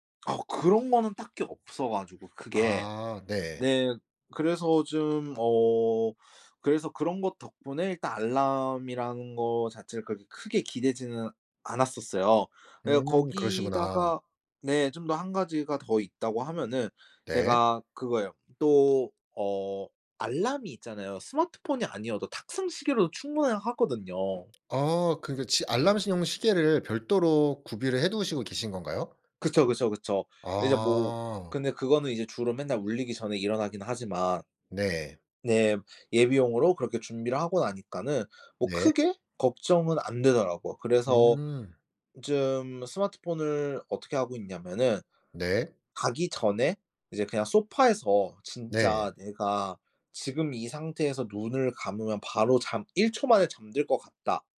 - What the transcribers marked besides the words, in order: other background noise; background speech
- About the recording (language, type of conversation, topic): Korean, podcast, 취침 전에 스마트폰 사용을 줄이려면 어떻게 하면 좋을까요?